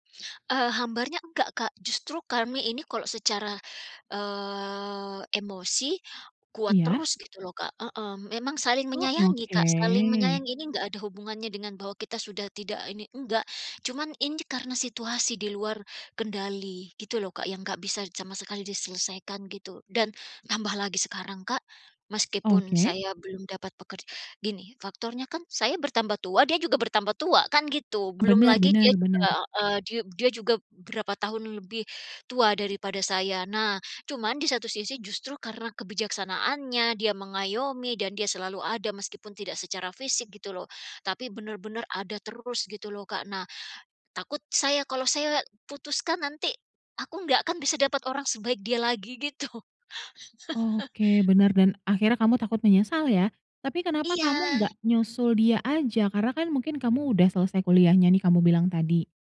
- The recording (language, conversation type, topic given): Indonesian, advice, Bimbang ingin mengakhiri hubungan tapi takut menyesal
- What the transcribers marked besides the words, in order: drawn out: "eee"; chuckle